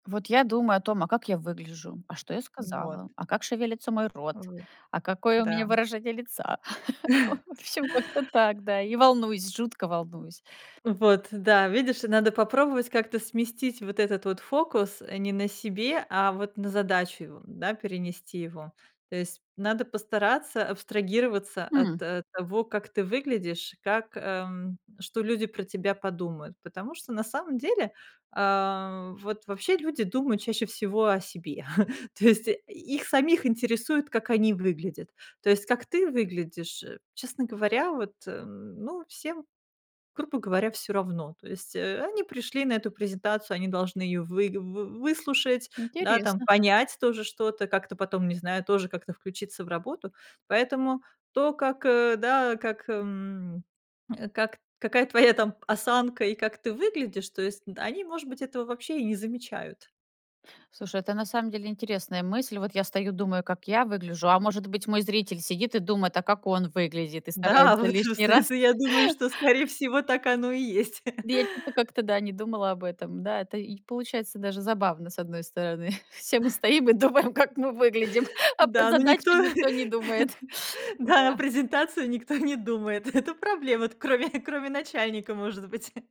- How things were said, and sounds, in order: chuckle; tapping; chuckle; laughing while speaking: "Да"; chuckle; chuckle; chuckle; laughing while speaking: "думаем"; chuckle; laugh; laughing while speaking: "никто"; chuckle; laughing while speaking: "кроме"; chuckle
- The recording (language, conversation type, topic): Russian, advice, Как вы справляетесь с беспокойством перед важной встречей или презентацией?
- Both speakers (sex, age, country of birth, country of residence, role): female, 40-44, Russia, United States, user; female, 45-49, Russia, France, advisor